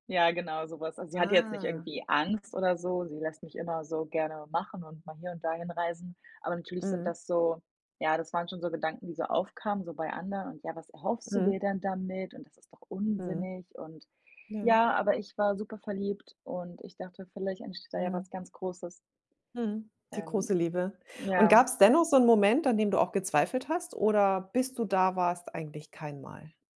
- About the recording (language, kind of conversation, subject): German, podcast, Welche Entscheidung war ein echter Wendepunkt für dich?
- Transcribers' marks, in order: other background noise